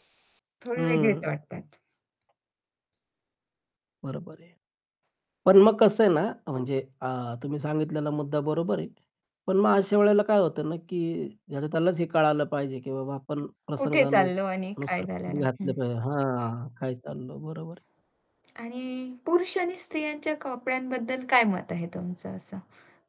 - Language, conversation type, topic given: Marathi, podcast, कपड्यांमुळे आत्मविश्वास वाढतो असे तुम्हाला वाटते का?
- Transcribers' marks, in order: static; other background noise